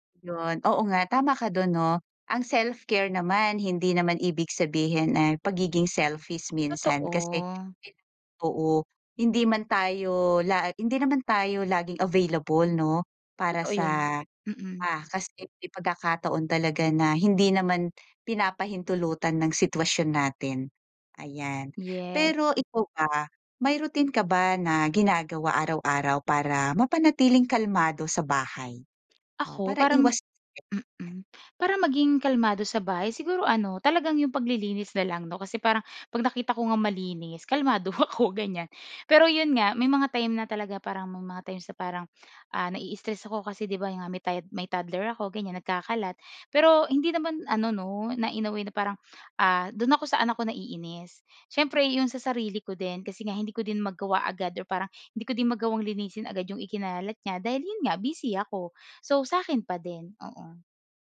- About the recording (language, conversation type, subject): Filipino, podcast, Paano mo pinapawi ang stress sa loob ng bahay?
- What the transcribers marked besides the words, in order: unintelligible speech; other background noise; laughing while speaking: "ako"